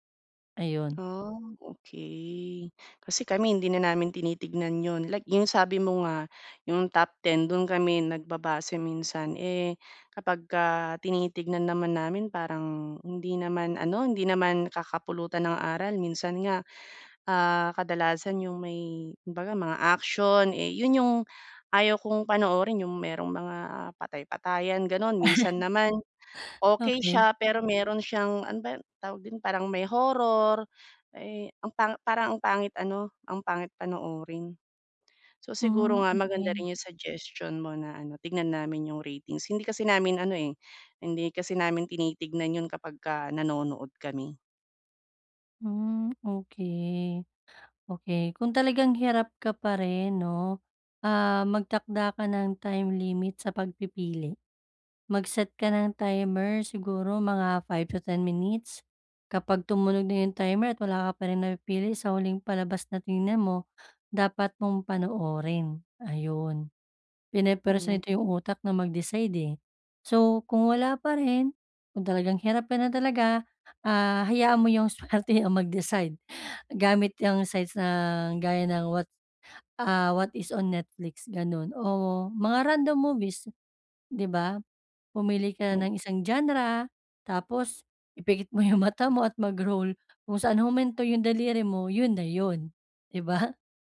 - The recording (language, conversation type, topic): Filipino, advice, Paano ako pipili ng palabas kapag napakarami ng pagpipilian?
- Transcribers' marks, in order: chuckle; tapping; laughing while speaking: "swerte"; laughing while speaking: "mo"; laughing while speaking: "di ba?"